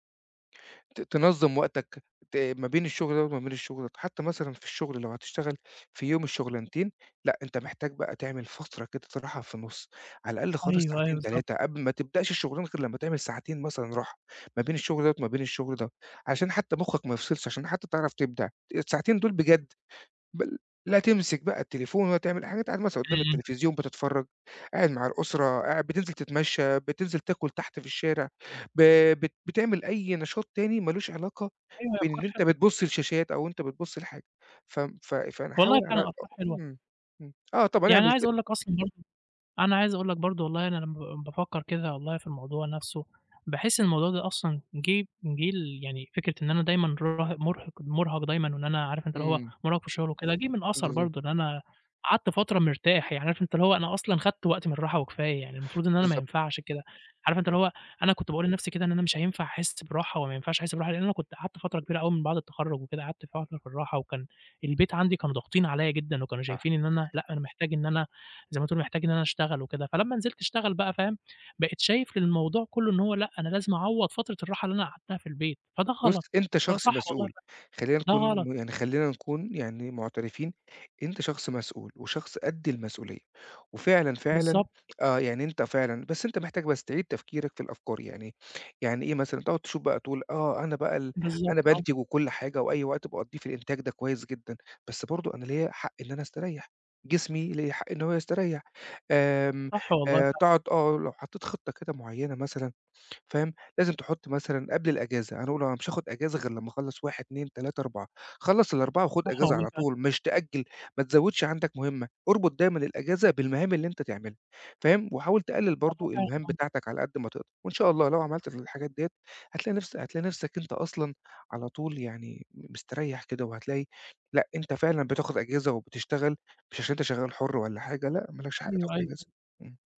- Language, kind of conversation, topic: Arabic, advice, إزاي بتتعامل مع الإحساس بالذنب لما تاخد إجازة عشان ترتاح؟
- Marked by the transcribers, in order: other noise; unintelligible speech